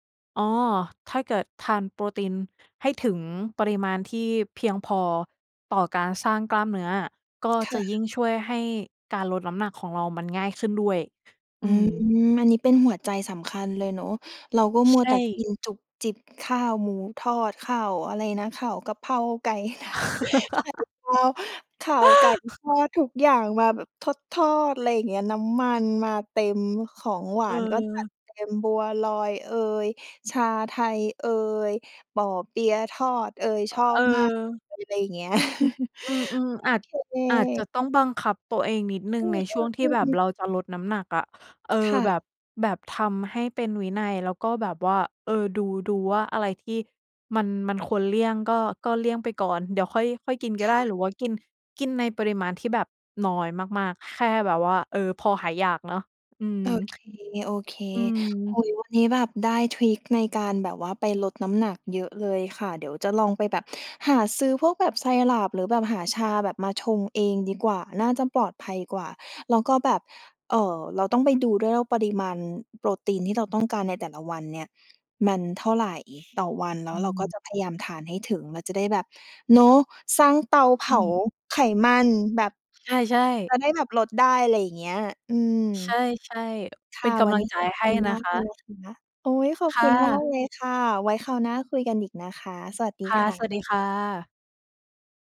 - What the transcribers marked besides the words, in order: laugh; other noise; chuckle; laughing while speaking: "ไข่ดาว"; chuckle; unintelligible speech; tapping; other background noise
- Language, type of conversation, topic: Thai, advice, อยากลดน้ำหนักแต่หิวยามดึกและกินจุบจิบบ่อย ควรทำอย่างไร?